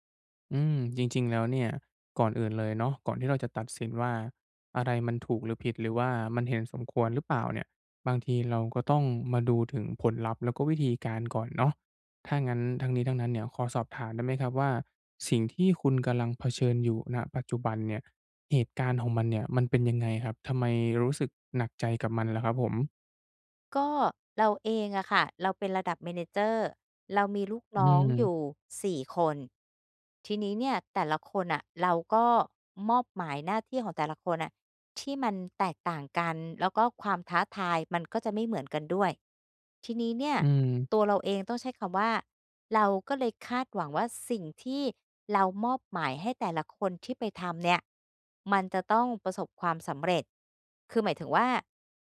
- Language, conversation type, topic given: Thai, advice, จะทำอย่างไรให้คนในองค์กรเห็นความสำเร็จและผลงานของฉันมากขึ้น?
- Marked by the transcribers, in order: in English: "manager"